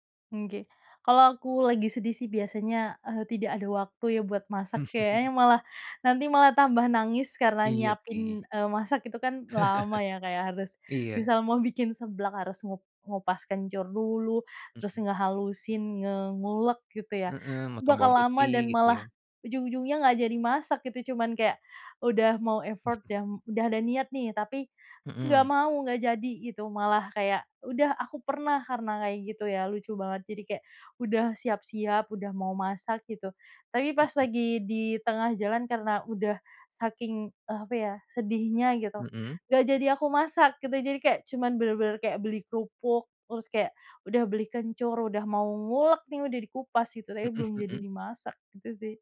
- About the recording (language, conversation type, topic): Indonesian, podcast, Apa makanan favorit yang selalu kamu cari saat sedang sedih?
- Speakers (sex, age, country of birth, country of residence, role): female, 30-34, Indonesia, Indonesia, guest; male, 25-29, Indonesia, Indonesia, host
- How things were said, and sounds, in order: chuckle; chuckle; other background noise; in English: "effort"